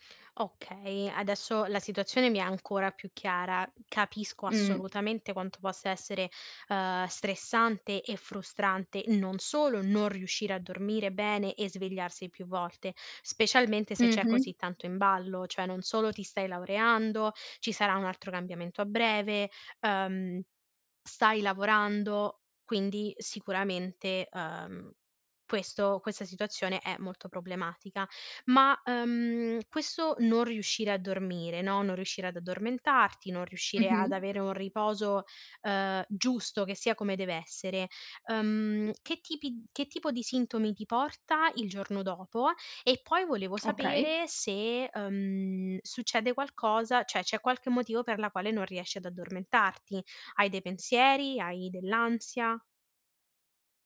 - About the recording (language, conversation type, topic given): Italian, advice, Perché mi sveglio ripetutamente durante la notte senza capirne il motivo?
- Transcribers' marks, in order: "cioè" said as "ceh"; lip smack; other background noise; "cioè" said as "ceh"